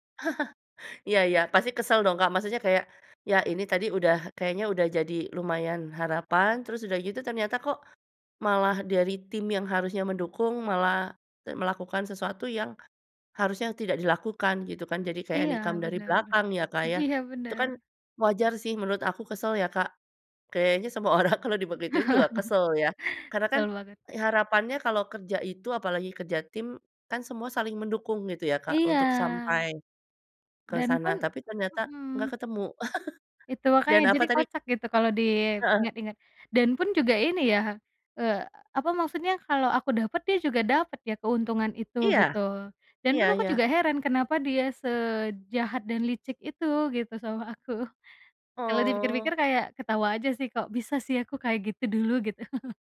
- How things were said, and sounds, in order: chuckle; laughing while speaking: "iya"; chuckle; laughing while speaking: "orang"; chuckle; other background noise; chuckle
- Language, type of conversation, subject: Indonesian, podcast, Bagaimana cara kamu memaafkan diri sendiri setelah melakukan kesalahan?